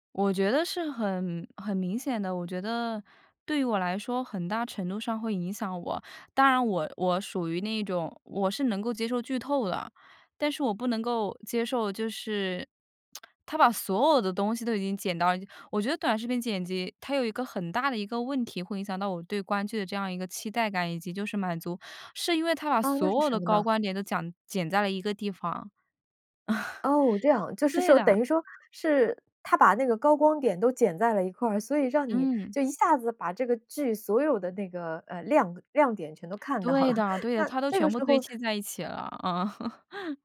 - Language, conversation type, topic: Chinese, podcast, 为什么短视频剪辑会影响观剧期待？
- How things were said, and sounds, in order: tsk; laugh; laughing while speaking: "看到了"; other background noise; tapping; laugh